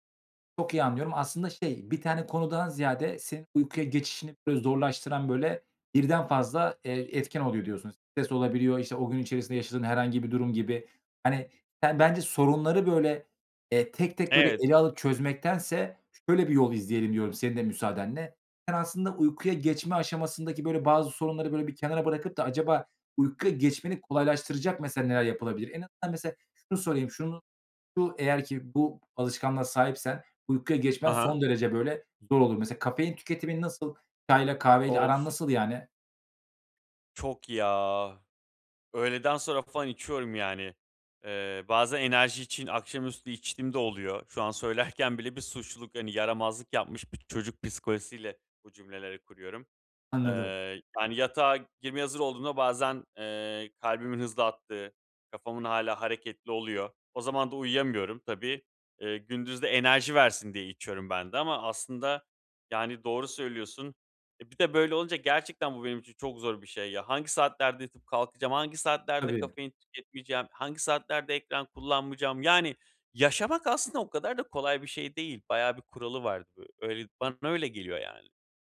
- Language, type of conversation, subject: Turkish, advice, Yatmadan önce ekran kullanımını azaltmak uykuya geçişimi nasıl kolaylaştırır?
- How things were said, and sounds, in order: tapping; other background noise; laughing while speaking: "söylerken"; other noise